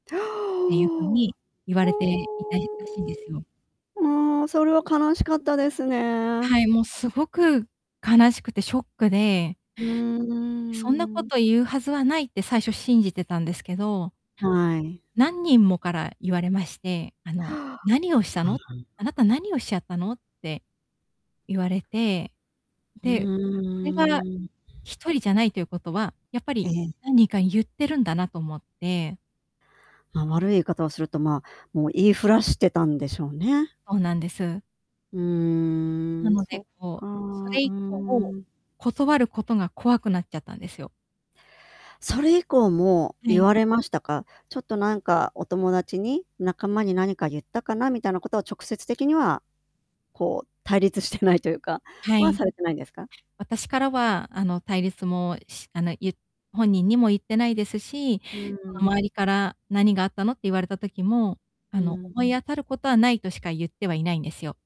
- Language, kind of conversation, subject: Japanese, advice, 期待に応えられないときの罪悪感に、どう対処すれば気持ちが楽になりますか？
- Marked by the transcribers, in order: inhale; drawn out: "ほお"; distorted speech; other background noise; static; drawn out: "うーん"; inhale; unintelligible speech; tapping; drawn out: "うーん"; drawn out: "うーん"; laughing while speaking: "してないというか"